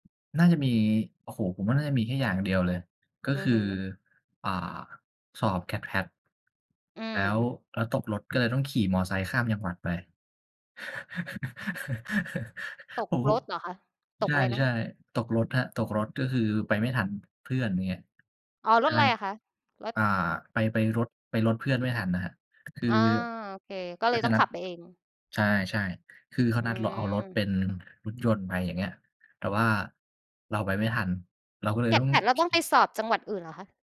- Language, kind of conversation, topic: Thai, unstructured, คุณอยากสอนตัวเองเมื่อสิบปีที่แล้วเรื่องอะไร?
- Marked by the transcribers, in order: other background noise; chuckle; tapping